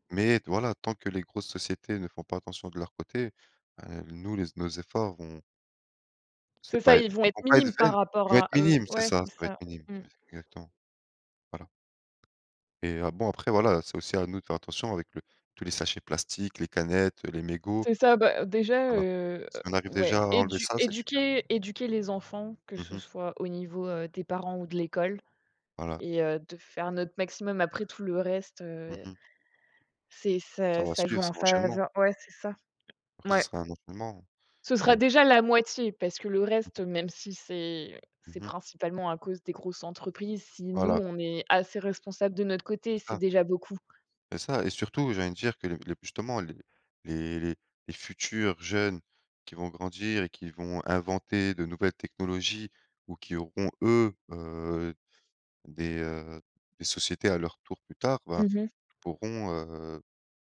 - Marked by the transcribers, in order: other background noise; tapping
- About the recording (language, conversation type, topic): French, unstructured, Pourquoi les océans sont-ils essentiels à la vie sur Terre ?